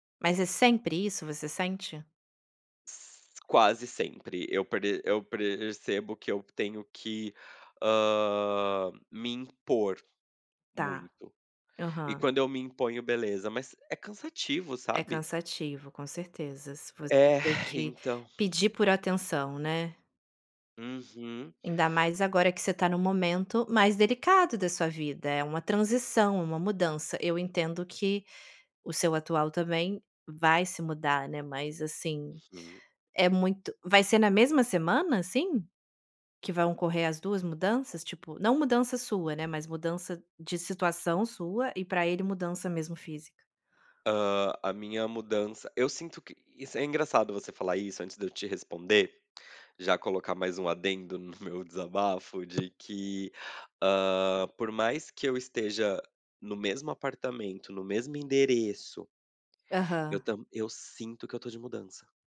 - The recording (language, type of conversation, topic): Portuguese, advice, Como posso entender por que estou me sentindo desconectado(a) dos meus próprios valores e da minha identidade?
- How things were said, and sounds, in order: "percebo" said as "preercebo"; other background noise; tapping